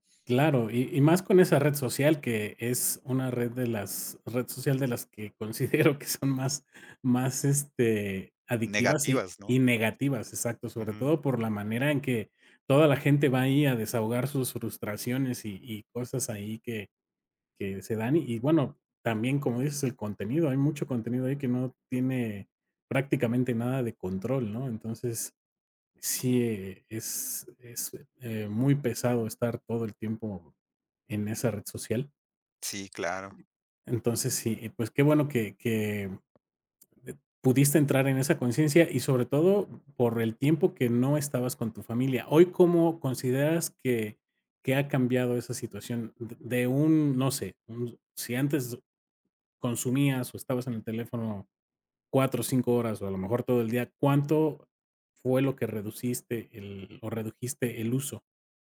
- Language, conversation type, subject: Spanish, podcast, ¿Qué haces cuando sientes que el celular te controla?
- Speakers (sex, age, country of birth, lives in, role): male, 50-54, Mexico, Mexico, guest; male, 50-54, Mexico, Mexico, host
- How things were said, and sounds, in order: laughing while speaking: "considero"; other noise; tapping